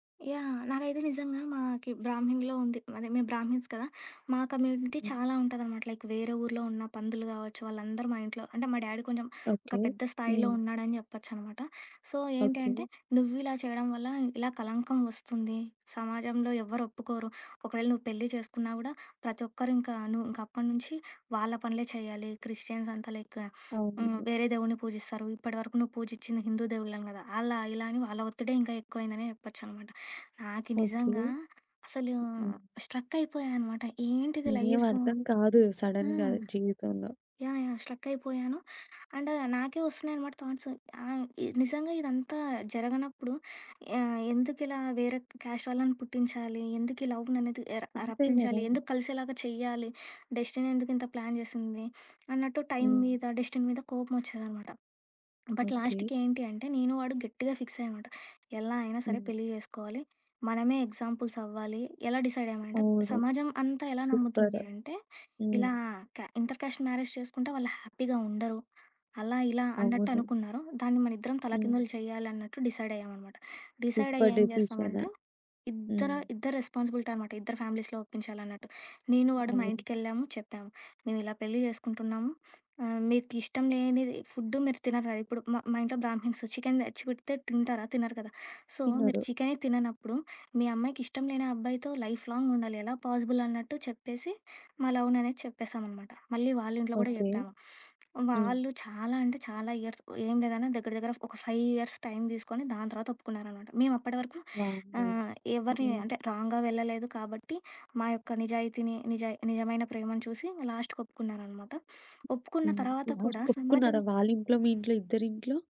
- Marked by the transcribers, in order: other background noise; in English: "బ్రాహ్మిణ్స్"; in English: "కమ్యూనిటీ"; in English: "లైక్"; "పంతులు" said as "పందులు"; in English: "డ్యాడీ"; in English: "సో"; in English: "క్రిస్టియన్స్"; in English: "లైక్"; in English: "స్ట్రక్"; in English: "సడెన్‌గా"; in English: "స్ట్రక్"; in English: "అండ్"; in English: "థాట్స్"; in English: "క్యాస్ట్"; in English: "లవ్‌ని"; in English: "డెస్టిని"; in English: "ప్లాన్"; in English: "డెస్టిని"; in English: "బట్ లాస్ట్‌కి"; in English: "ఎగ్జాంపుల్స్"; in English: "ఇంటర్‌క్యాస్ట్ మ్యారేజ్"; in English: "హ్యాపీగా"; in English: "రెస్పాన్సిబిలిటీ"; in English: "సూపర్ డెసిషన్"; in English: "ఫ్యామిలీస్‌లో"; in English: "బ్రాహ్మిణ్స్"; in English: "సో"; in English: "లైఫ్"; in English: "పాజిబుల్"; in English: "లవ్‌ని"; in English: "ఇయర్స్"; in English: "ఫైవ్ ఇయర్స్"; in English: "రాంగ్‌గా"; in English: "లాస్ట్‌కి"; in English: "లాస్ట్‌కొ‌ప్పుకున్నారా?"
- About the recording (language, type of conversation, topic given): Telugu, podcast, సామాజిక ఒత్తిడి మరియు మీ అంతరాత్మ చెప్పే మాటల మధ్య మీరు ఎలా సమతుల్యం సాధిస్తారు?